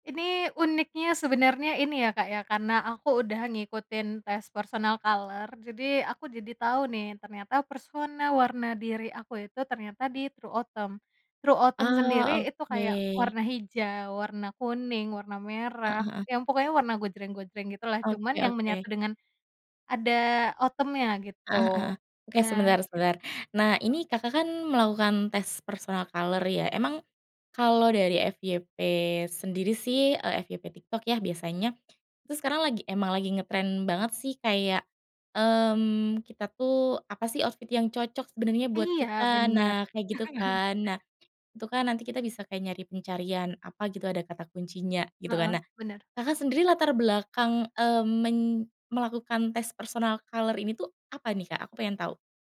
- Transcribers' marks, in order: in English: "personal color"; tapping; in English: "true autumn. True autumn"; in English: "autumn-nya"; in English: "personal color"; in English: "outfit"; other background noise; chuckle; in English: "personal color"
- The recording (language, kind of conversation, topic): Indonesian, podcast, Bagaimana kamu memilih pakaian untuk menunjukkan jati dirimu yang sebenarnya?